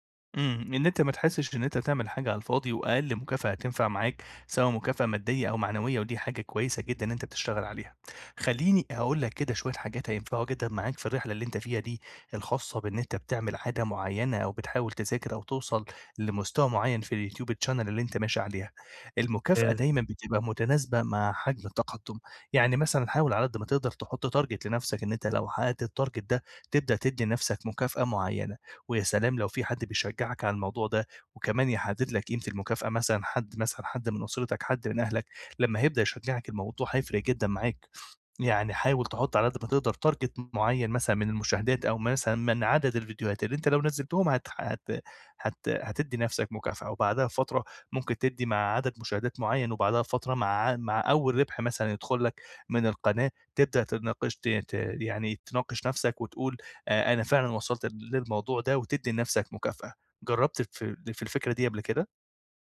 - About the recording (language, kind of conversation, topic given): Arabic, advice, إزاي أختار مكافآت بسيطة وفعّالة تخلّيني أكمّل على عاداتي اليومية الجديدة؟
- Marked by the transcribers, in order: other background noise; in English: "الYouTube channel"; in English: "target"; in English: "الtarget"; in English: "target"